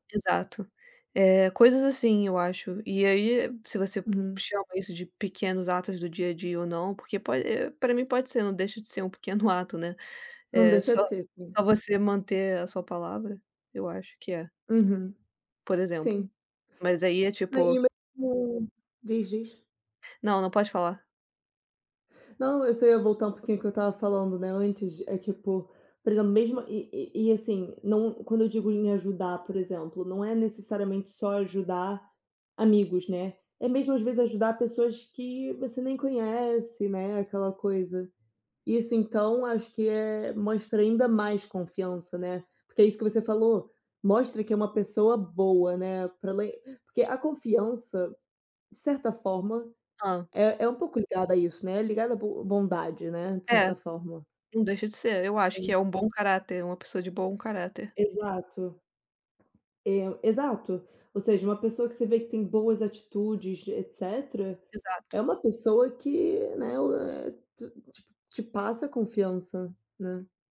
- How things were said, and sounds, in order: laughing while speaking: "um pequeno ato, né"; other background noise; tapping
- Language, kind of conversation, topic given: Portuguese, unstructured, O que faz alguém ser uma pessoa confiável?
- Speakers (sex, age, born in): female, 25-29, Brazil; female, 30-34, Brazil